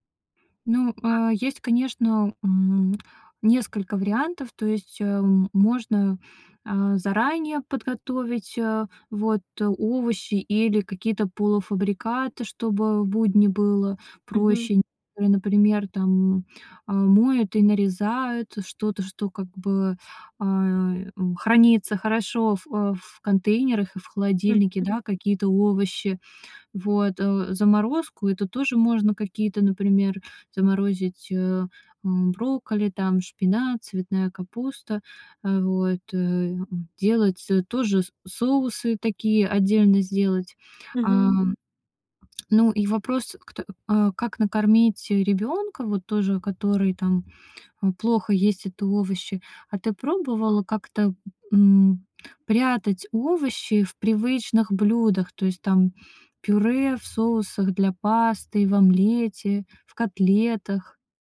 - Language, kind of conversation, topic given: Russian, advice, Как научиться готовить полезную еду для всей семьи?
- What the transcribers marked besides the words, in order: tapping